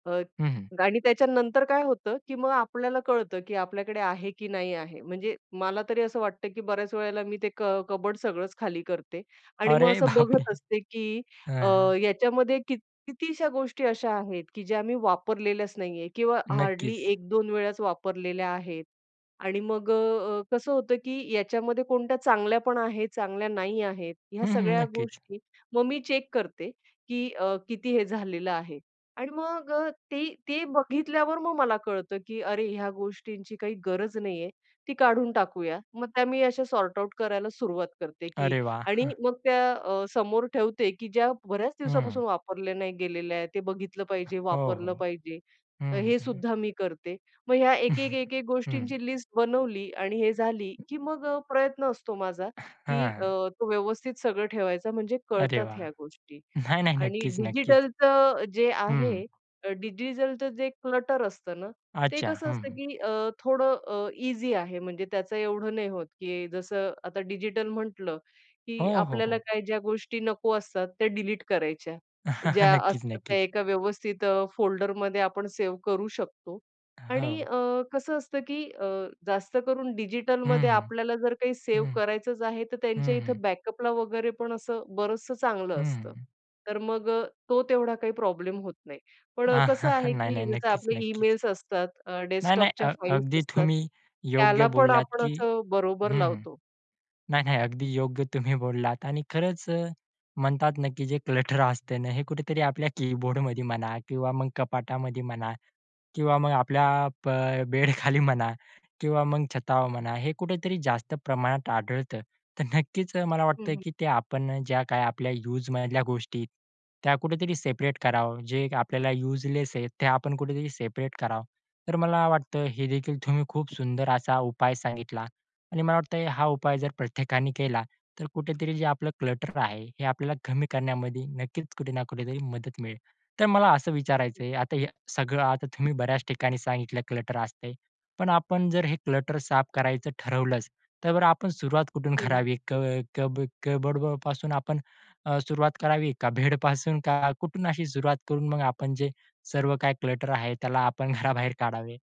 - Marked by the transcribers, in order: in English: "कबोर्ड"; laughing while speaking: "अरे, बाप रे!"; in English: "हार्डली"; in English: "सॉर्ट-आऊट"; other background noise; chuckle; in English: "क्लटर"; in English: "ईझी"; chuckle; in English: "बॅकअपला"; chuckle; laughing while speaking: "नाही, नाही, नक्कीच, नक्कीच"; in English: "ईमेल्स"; in English: "डेस्कटॉपच्या फाइल्स"; laughing while speaking: "नाही, नाही, अगदी योग्य तुम्ही बोललात"; in English: "क्लटर"; laughing while speaking: "बेडखाली म्हणा"; laughing while speaking: "तर नक्कीच"; in English: "सेपरेट"; in English: "युजलेस"; in English: "सेपरेट"; in English: "क्लटर"; in English: "क्लटर"; in English: "क्लटर"; laughing while speaking: "करावी?"; "कपबर्डपासून" said as "कबोडपासून"; laughing while speaking: "बेडपासून?"; in English: "क्लटर"; laughing while speaking: "आपण"
- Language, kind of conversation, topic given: Marathi, podcast, घरातला पसारा टाळण्यासाठी तुमचे कोणते सोपे उपाय आहेत?